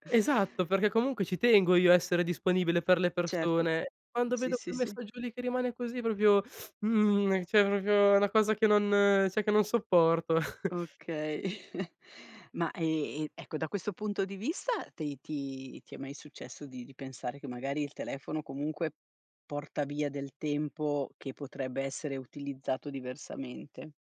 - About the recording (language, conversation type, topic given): Italian, podcast, Che rapporto hai con il tuo smartphone nella vita di tutti i giorni?
- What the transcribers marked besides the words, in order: "cioè" said as "ceh"; "proprio" said as "propio"; other background noise; "cioè" said as "ceh"; chuckle